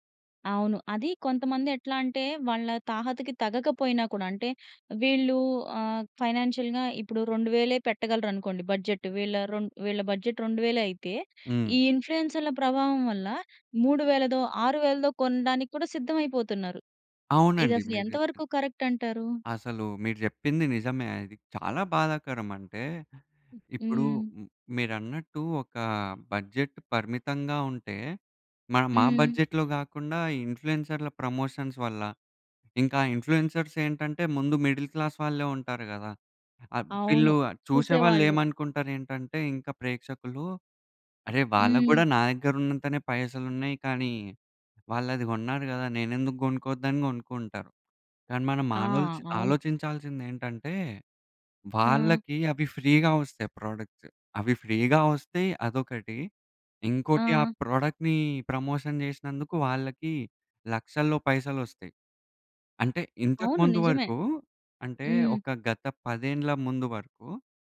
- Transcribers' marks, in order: in English: "ఫైనాన్షియల్‌గా"; in English: "బడ్జెట్"; in English: "బడ్జెట్"; in English: "ఇన్‌ఫ్లూయెన్సర్‌ల"; in English: "కరక్ట్"; in English: "బడ్జెట్"; in English: "బడ్జెట్‌లో"; in English: "ఇన్‌ఫ్లుయెన్సర్‌ల ప్రమోషన్స్"; horn; in English: "ఇన్‌ఫ్లుయెన్సర్స్"; in English: "మిడిల్ క్లాస్"; in English: "ఫ్రీగా"; in English: "ప్రొడక్ట్స్"; in English: "ఫ్రీగా"; in English: "ప్రొడక్ట్‌నీ ప్రమోషన్"
- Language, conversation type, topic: Telugu, podcast, ఇన్ఫ్లుయెన్సర్లు ప్రేక్షకుల జీవితాలను ఎలా ప్రభావితం చేస్తారు?
- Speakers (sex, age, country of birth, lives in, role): female, 30-34, India, India, host; male, 20-24, India, India, guest